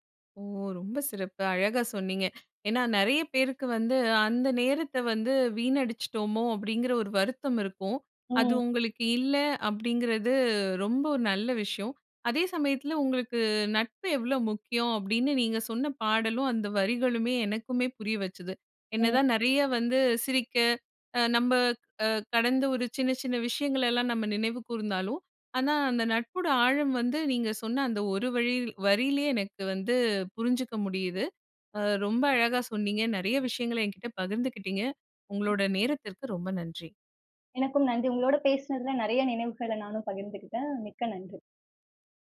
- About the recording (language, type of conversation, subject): Tamil, podcast, ஒரு பாடல் உங்களுக்கு பள்ளி நாட்களை நினைவுபடுத்துமா?
- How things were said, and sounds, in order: other background noise